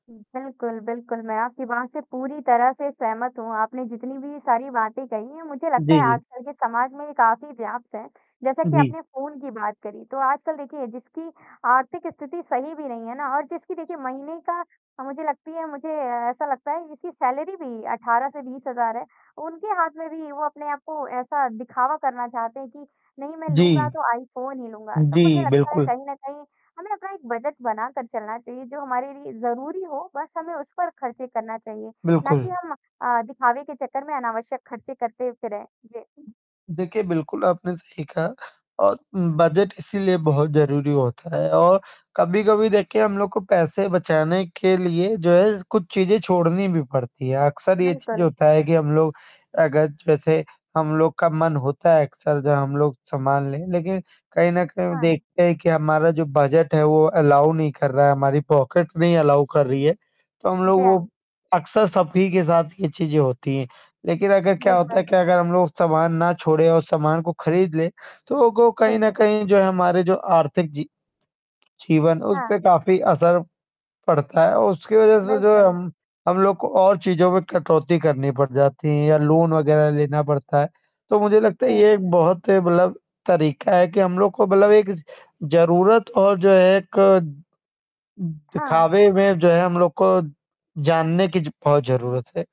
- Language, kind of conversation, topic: Hindi, unstructured, पैसे बचाने का सबसे अच्छा तरीका क्या है?
- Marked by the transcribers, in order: static; distorted speech; tapping; in English: "सैलरी"; other background noise; in English: "अलाउ"; in English: "पॉकेट"; in English: "अलाउ"; in English: "लोन"